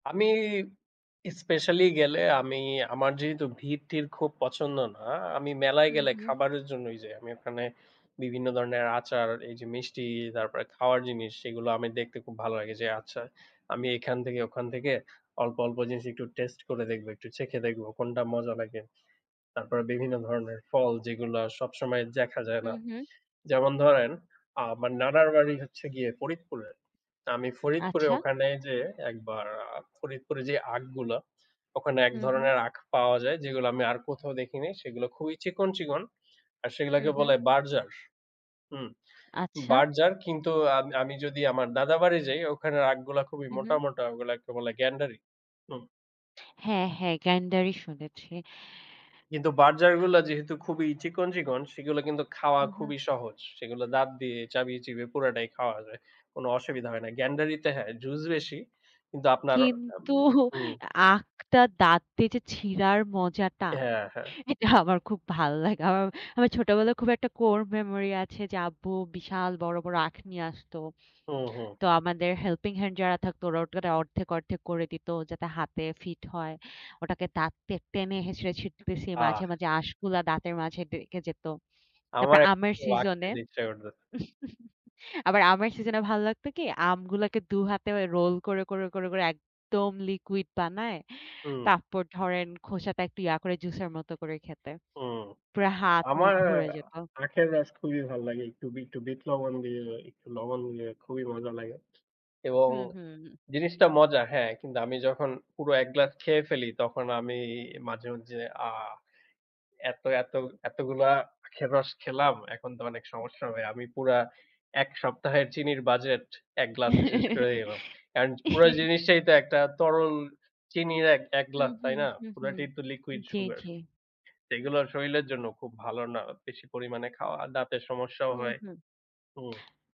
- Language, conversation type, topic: Bengali, unstructured, গ্রামবাংলার মেলা কি আমাদের সংস্কৃতির অবিচ্ছেদ্য অংশ?
- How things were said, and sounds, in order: tapping; other background noise; "দেখা" said as "জেখা"; lip smack; laughing while speaking: "কিন্তু"; unintelligible speech; laughing while speaking: "এটা আমার খুব ভাল্লাগে আমার"; chuckle; stressed: "একদম"; laugh